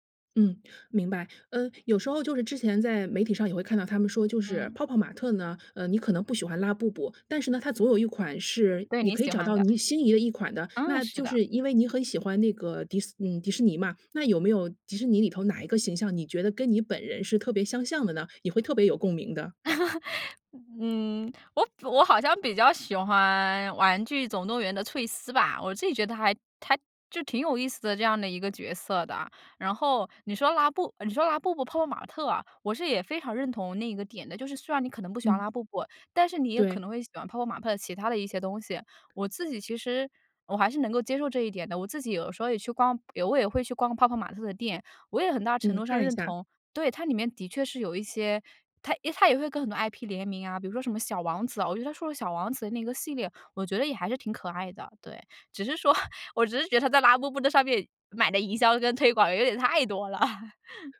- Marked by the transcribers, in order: joyful: "哦，是的"; laugh; laughing while speaking: "嗯，我 我好像比较喜欢"; laughing while speaking: "只是说我只是觉得它在 … 广有点太多了"
- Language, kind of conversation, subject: Chinese, podcast, 你怎么看待“爆款”文化的兴起？